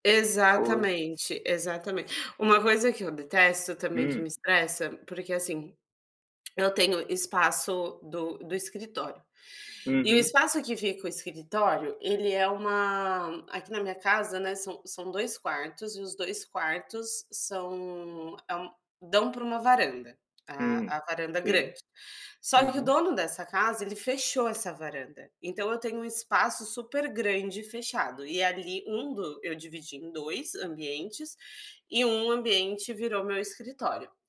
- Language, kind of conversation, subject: Portuguese, unstructured, Como você lida com o estresse no dia a dia?
- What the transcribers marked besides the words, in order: tapping